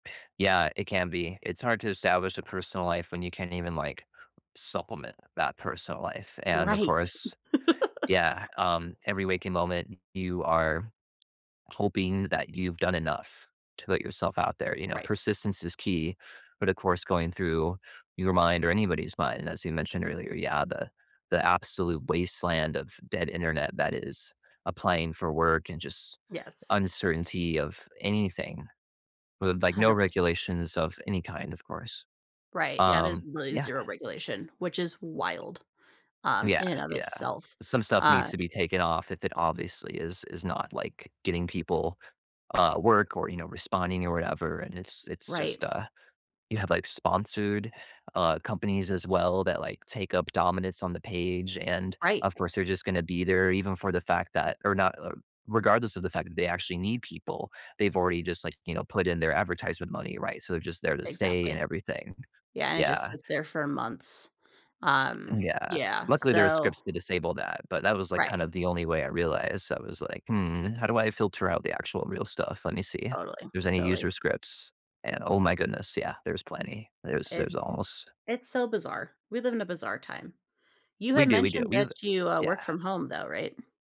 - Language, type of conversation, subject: English, unstructured, What strategies help you maintain a healthy balance between your job and your personal life?
- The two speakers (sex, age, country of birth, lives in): female, 35-39, United States, United States; male, 35-39, United States, United States
- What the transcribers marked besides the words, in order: laughing while speaking: "Right"; laugh; alarm; stressed: "wild"; other background noise